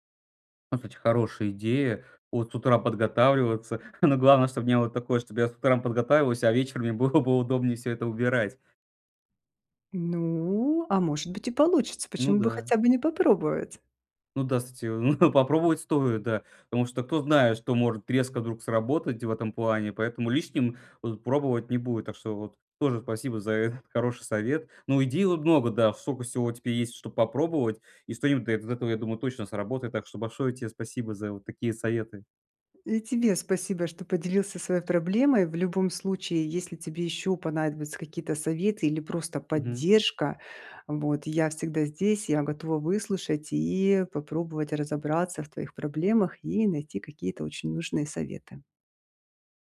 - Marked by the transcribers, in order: laughing while speaking: "Ну"; laughing while speaking: "было бы"; laughing while speaking: "но"; other background noise; tapping
- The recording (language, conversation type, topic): Russian, advice, Как найти баланс между работой и личными увлечениями, если из-за работы не хватает времени на хобби?